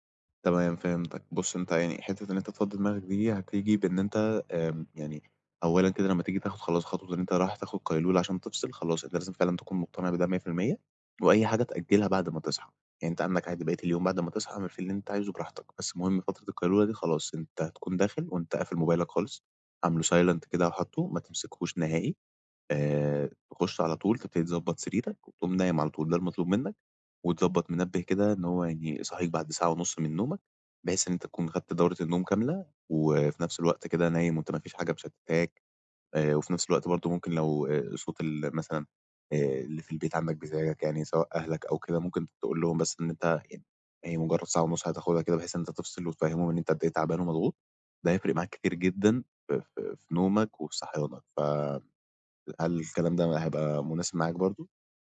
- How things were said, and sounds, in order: in English: "silent"
- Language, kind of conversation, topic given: Arabic, advice, إزاي أختار مكان هادي ومريح للقيلولة؟